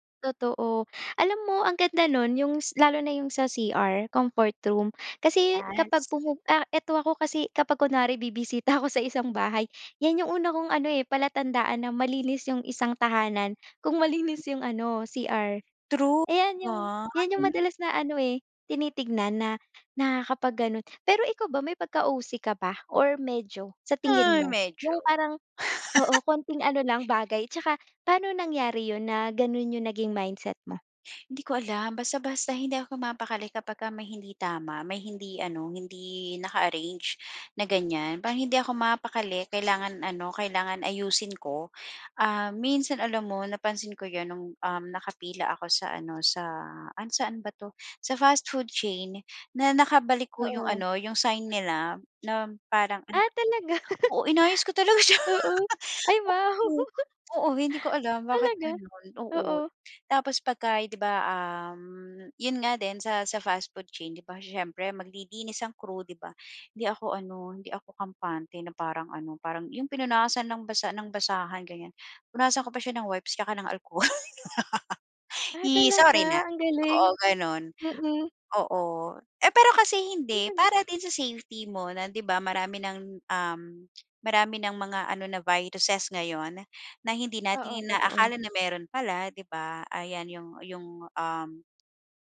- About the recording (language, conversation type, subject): Filipino, podcast, Paano mo inaayos ang maliit na espasyo para mas kumportable?
- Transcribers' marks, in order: gasp; gasp; gasp; gasp; gasp; gasp; gasp; chuckle; gasp; laugh; chuckle; gasp; gasp; gasp; laugh; gasp; unintelligible speech